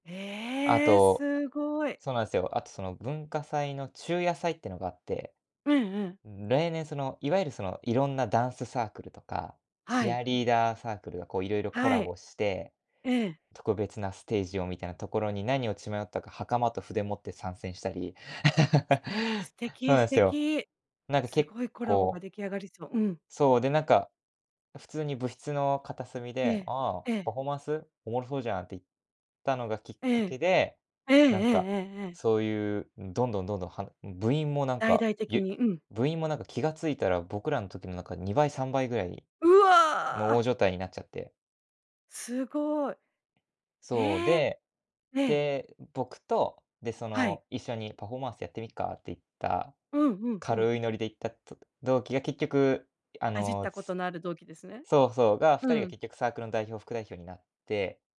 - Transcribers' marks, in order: laugh; tapping
- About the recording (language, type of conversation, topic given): Japanese, podcast, ふと思いついて行動したことで、物事が良い方向に進んだ経験はありますか？
- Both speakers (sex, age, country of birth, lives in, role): female, 50-54, Japan, United States, host; male, 20-24, Japan, Japan, guest